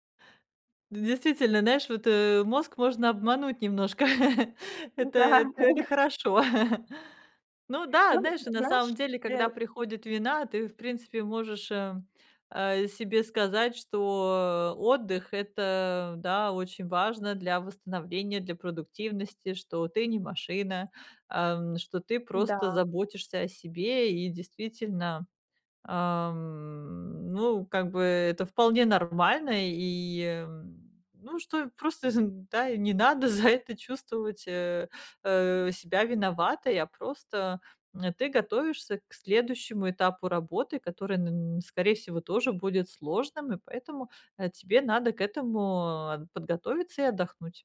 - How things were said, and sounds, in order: tapping; laughing while speaking: "да"; chuckle; drawn out: "ам"
- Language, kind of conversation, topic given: Russian, advice, Как научиться расслабляться дома и отдыхать без чувства вины?